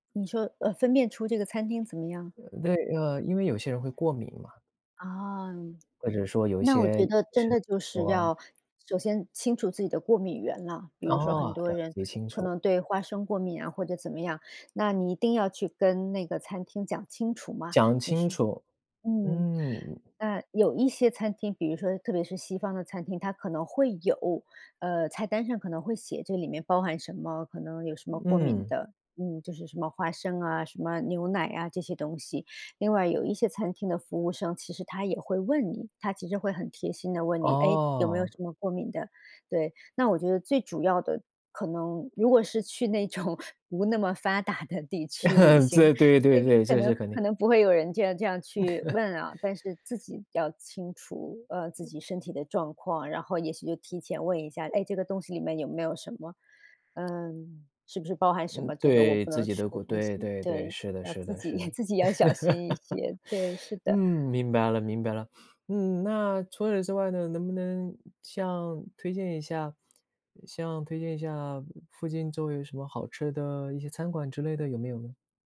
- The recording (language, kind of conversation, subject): Chinese, podcast, 你平时是怎么发现好吃的新店或新菜的？
- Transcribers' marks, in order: laughing while speaking: "种"; laughing while speaking: "对 对 对 对"; chuckle; laugh; teeth sucking